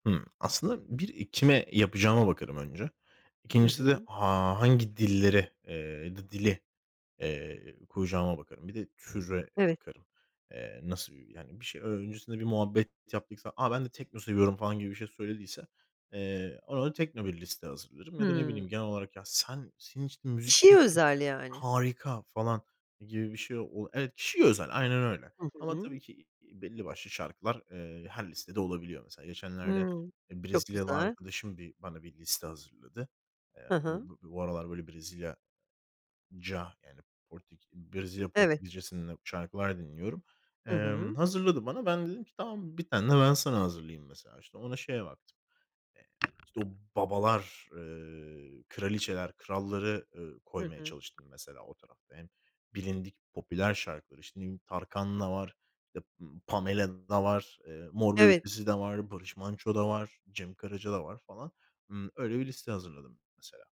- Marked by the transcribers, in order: other background noise; unintelligible speech; tapping
- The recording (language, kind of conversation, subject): Turkish, podcast, Birine müzik tanıtmak için çalma listesini nasıl hazırlarsın?